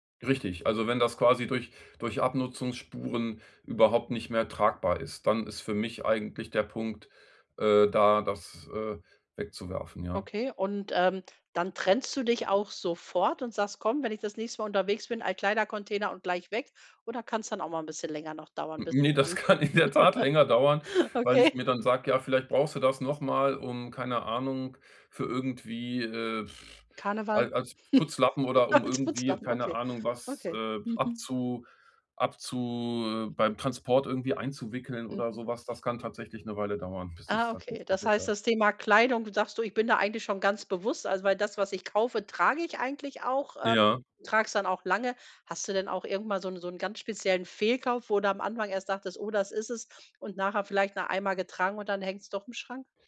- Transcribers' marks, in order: laughing while speaking: "das kann in der Tat"; laugh; laughing while speaking: "Okay"; lip trill; laughing while speaking: "Als Putzlappen"
- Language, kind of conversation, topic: German, podcast, Wie findest du deinen persönlichen Stil, der wirklich zu dir passt?